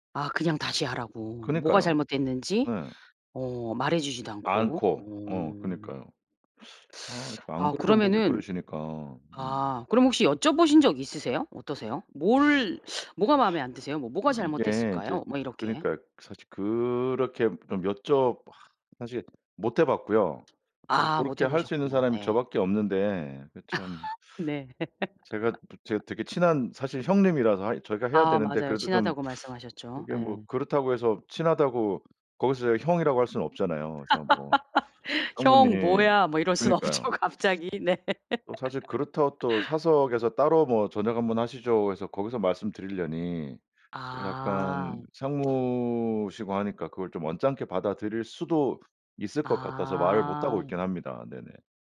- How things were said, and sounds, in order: other background noise; teeth sucking; sniff; sigh; sigh; tapping; teeth sucking; laugh; laughing while speaking: "네"; laugh; laugh; laughing while speaking: "이럴 순 없죠, 갑자기. 네"; laugh
- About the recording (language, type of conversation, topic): Korean, advice, 불분명한 피드백을 받았을 때 어떻게 정중하고 구체적으로 되물어야 할까?